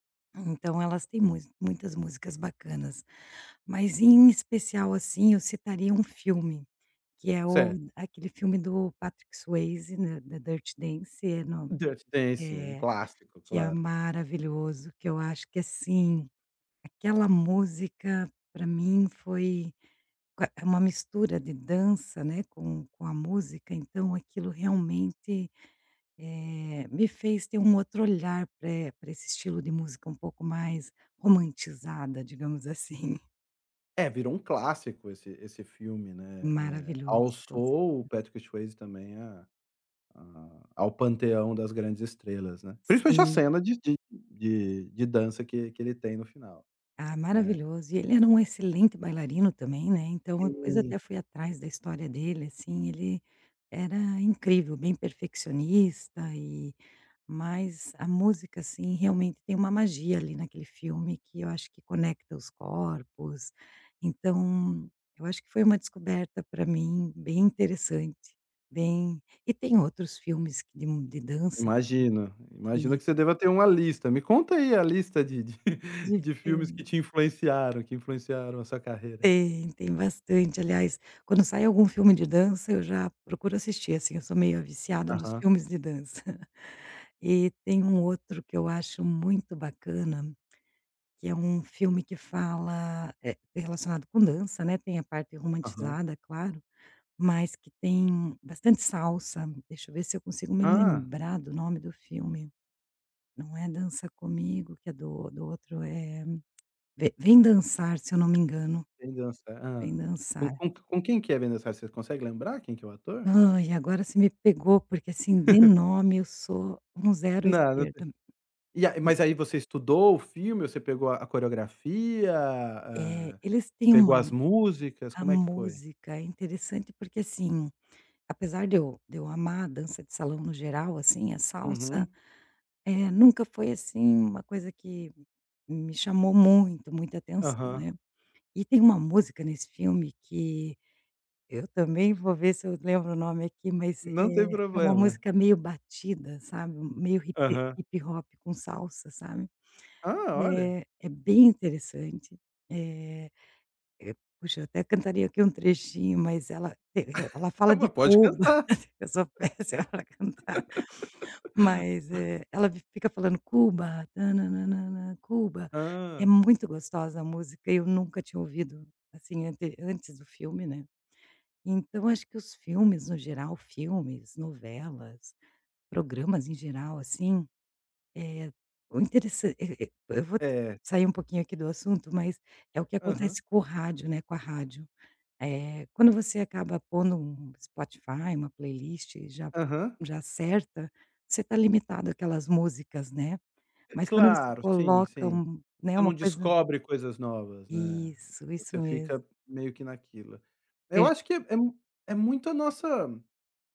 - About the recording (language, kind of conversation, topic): Portuguese, podcast, De que forma uma novela, um filme ou um programa influenciou as suas descobertas musicais?
- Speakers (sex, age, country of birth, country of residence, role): female, 45-49, Brazil, Portugal, guest; male, 45-49, Brazil, Spain, host
- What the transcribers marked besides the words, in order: tapping; chuckle; chuckle; tongue click; chuckle; unintelligible speech; chuckle; laughing while speaking: "péssima pra cantar"; singing: "Cuba, tã nã-nã-nã-nã, Cuba"; laugh; other background noise